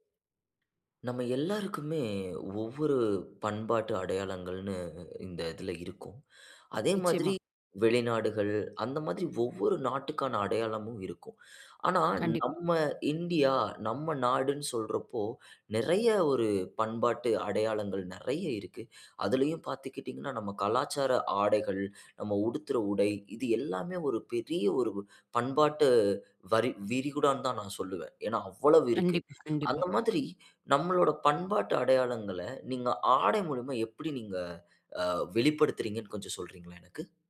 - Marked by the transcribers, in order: other background noise
- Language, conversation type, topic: Tamil, podcast, உங்கள் ஆடை உங்கள் பண்பாட்டு அடையாளங்களை எவ்வாறு வெளிப்படுத்துகிறது?